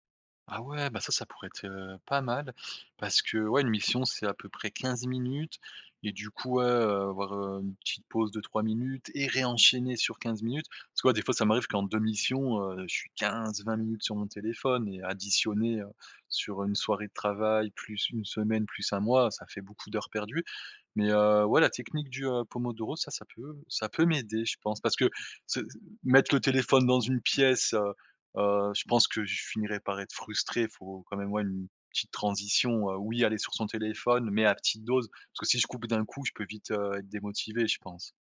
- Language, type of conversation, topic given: French, advice, Comment puis-je réduire les notifications et les distractions numériques pour rester concentré ?
- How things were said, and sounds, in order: none